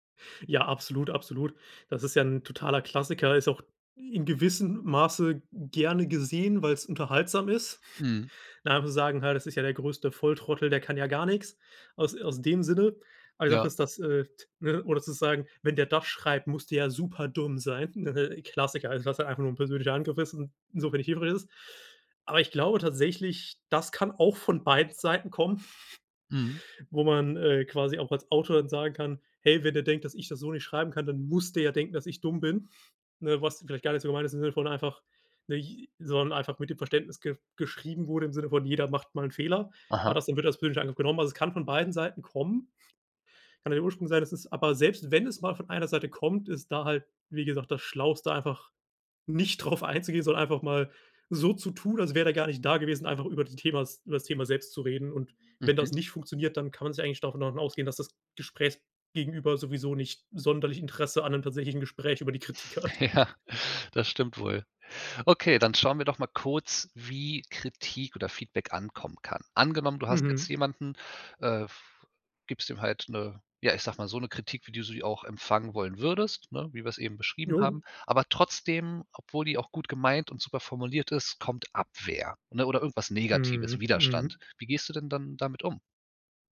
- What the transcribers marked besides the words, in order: snort; unintelligible speech; chuckle; stressed: "muss"; laughing while speaking: "darauf einzugehen"; laughing while speaking: "hat"; laughing while speaking: "Ja"
- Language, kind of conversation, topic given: German, podcast, Wie gibst du Feedback, das wirklich hilft?